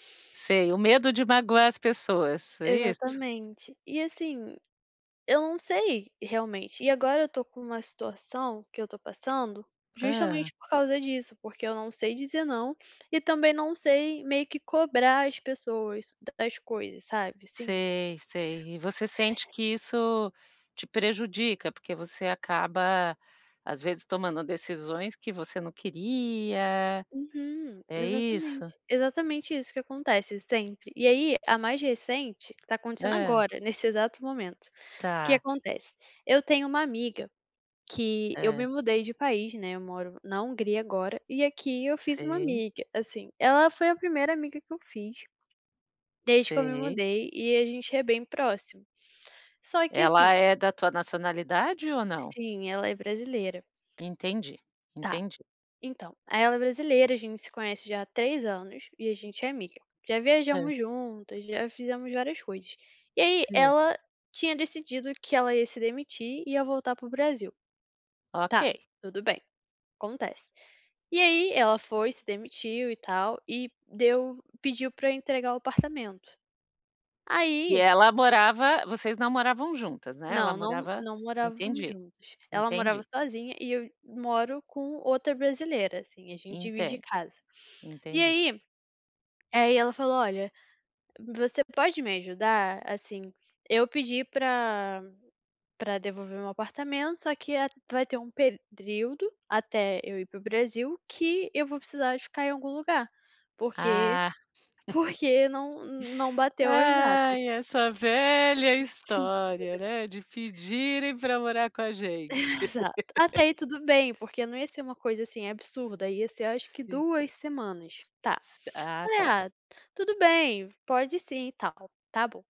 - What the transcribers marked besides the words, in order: other background noise; tapping; chuckle; drawn out: "Ai"; drawn out: "velha história"; unintelligible speech; laugh
- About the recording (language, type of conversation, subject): Portuguese, advice, Como posso negociar limites sem perder a amizade?